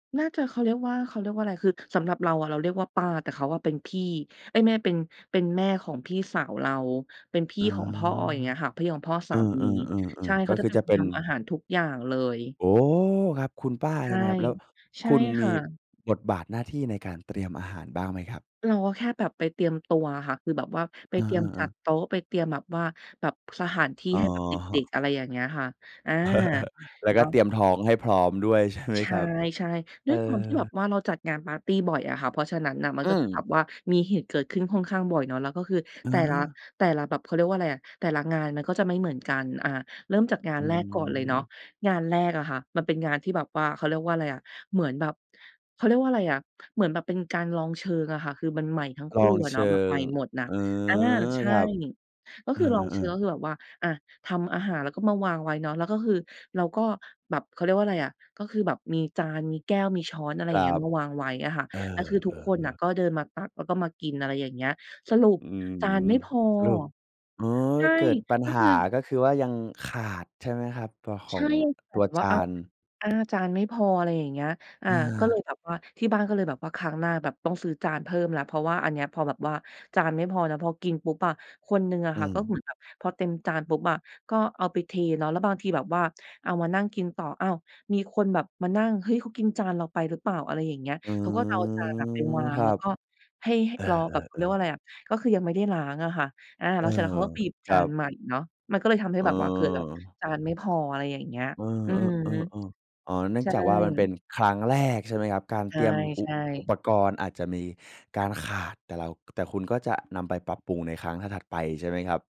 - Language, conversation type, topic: Thai, podcast, เคยจัดปาร์ตี้อาหารแบบแชร์จานแล้วเกิดอะไรขึ้นบ้าง?
- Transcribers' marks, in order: tapping; chuckle; stressed: "ครั้งแรก"